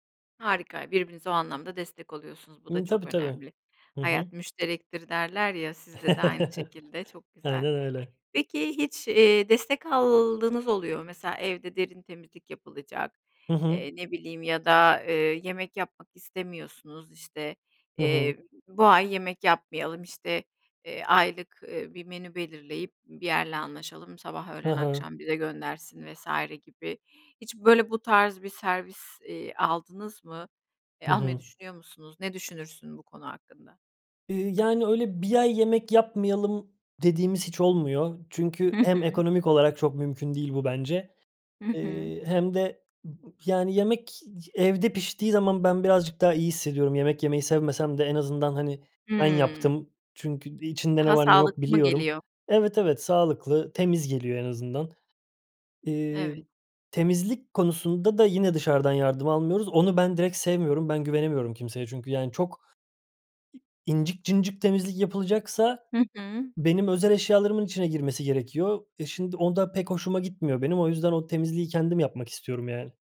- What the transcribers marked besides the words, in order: chuckle; other background noise; other noise
- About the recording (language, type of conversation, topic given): Turkish, podcast, Ev işlerindeki iş bölümünü evinizde nasıl yapıyorsunuz?